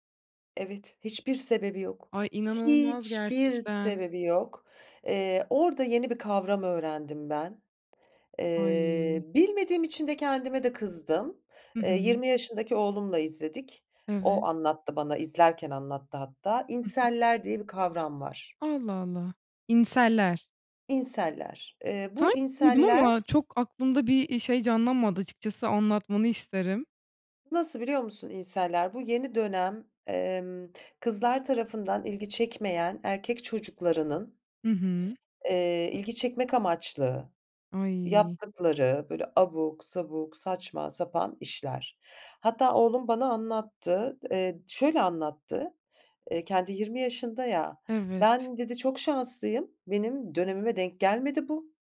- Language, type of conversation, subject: Turkish, podcast, En son hangi film ya da dizi sana ilham verdi, neden?
- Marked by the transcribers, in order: other background noise; stressed: "Hiçbir"; in English: "Incel'ler"; in English: "Incel'ler"; in English: "Incel'ler"; in English: "incel'ler"; in English: "incel'ler?"